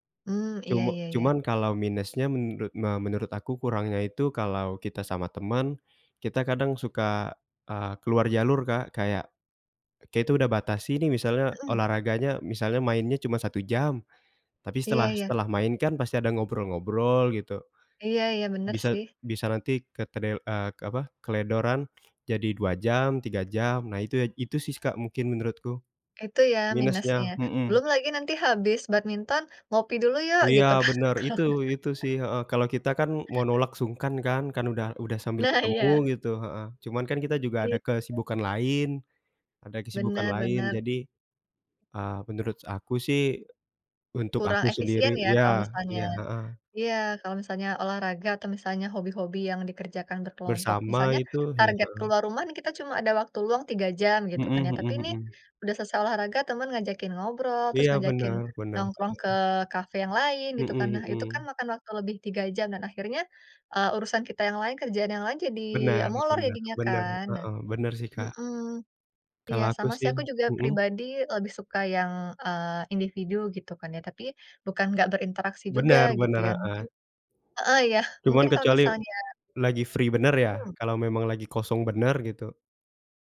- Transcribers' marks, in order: "keteledoran" said as "keledoran"; laugh; laughing while speaking: "Nah"; laughing while speaking: "iya"; in English: "free"
- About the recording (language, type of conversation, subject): Indonesian, unstructured, Bagaimana hobi membantumu mengatasi stres?